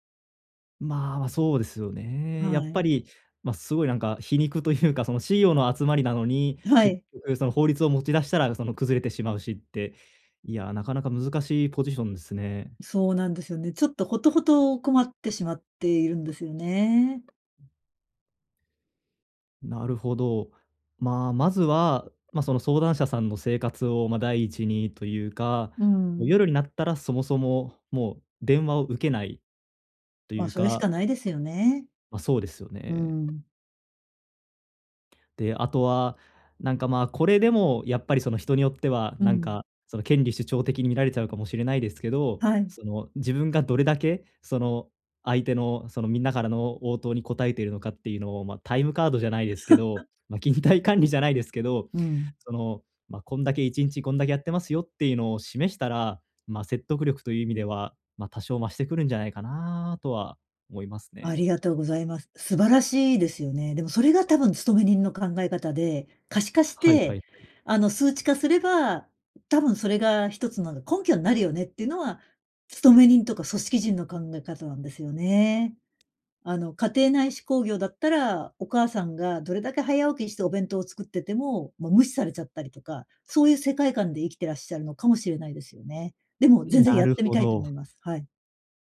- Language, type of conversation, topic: Japanese, advice, 他者の期待と自己ケアを両立するには、どうすればよいですか？
- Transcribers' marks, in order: other background noise; laugh; laughing while speaking: "勤怠管理じゃないですけど"